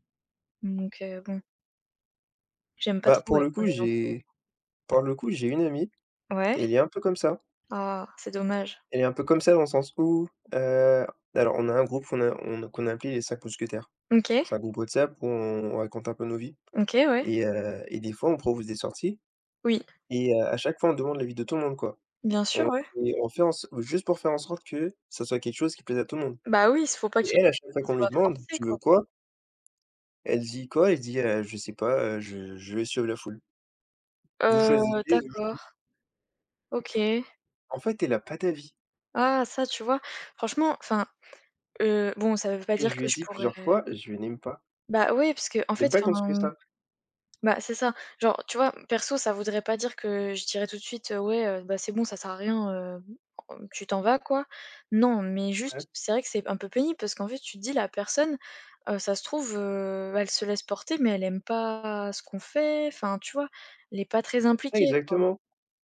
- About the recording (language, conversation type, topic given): French, unstructured, Quelle qualité apprécies-tu le plus chez tes amis ?
- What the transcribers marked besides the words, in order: tapping